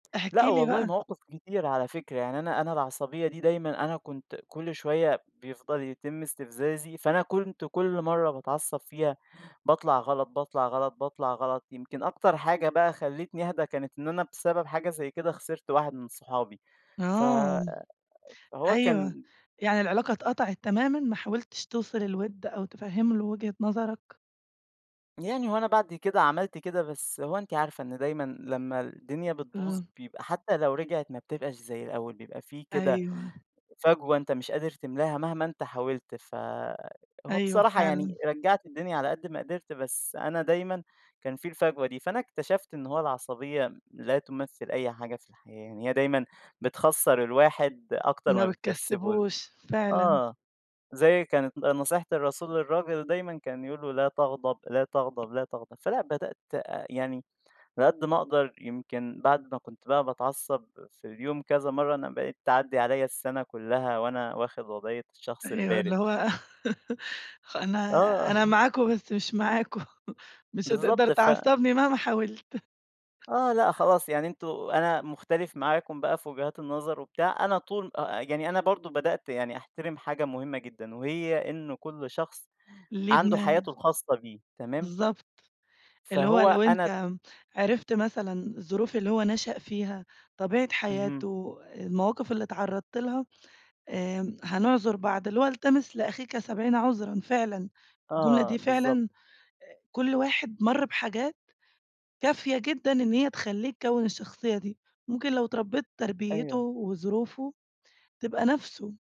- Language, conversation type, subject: Arabic, podcast, إزاي بتتعامل مع اختلاف الأجيال في وجهات النظر؟
- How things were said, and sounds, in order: tapping; chuckle; other background noise; chuckle